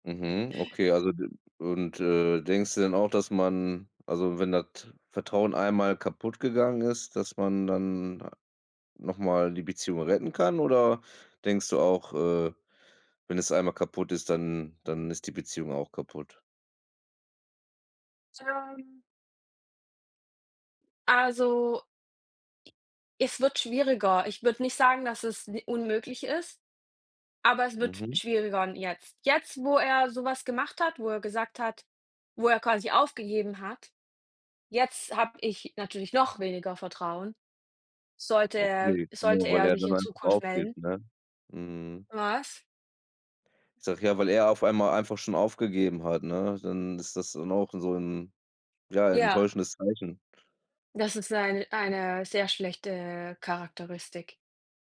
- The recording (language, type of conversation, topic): German, unstructured, Welche Rolle spielt Vertrauen in der Liebe?
- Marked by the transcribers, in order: other background noise